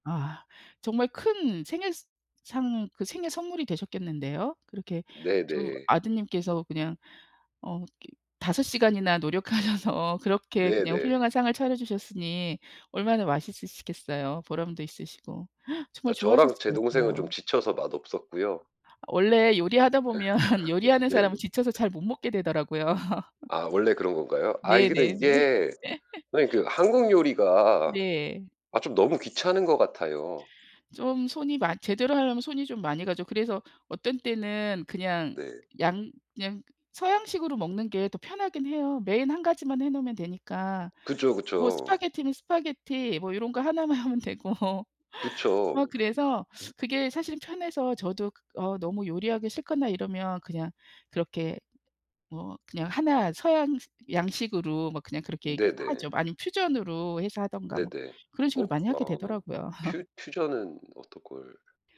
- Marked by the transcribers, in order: laughing while speaking: "노력하셔서"; laugh; laughing while speaking: "네네"; laughing while speaking: "되더라고요"; laugh; other background noise; laugh; laughing while speaking: "하면 되고"; laugh
- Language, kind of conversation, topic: Korean, unstructured, 가장 기억에 남는 가족 식사는 언제였나요?